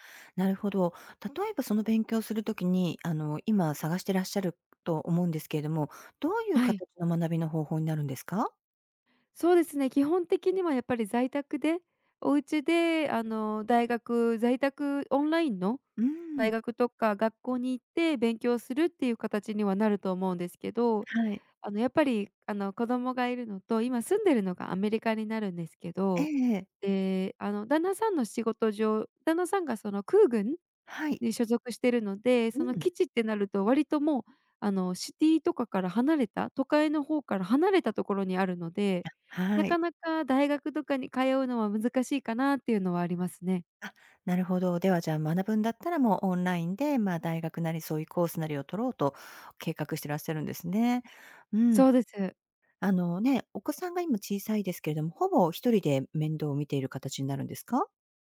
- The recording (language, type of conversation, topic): Japanese, advice, 学び直してキャリアチェンジするかどうか迷っている
- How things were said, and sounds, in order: none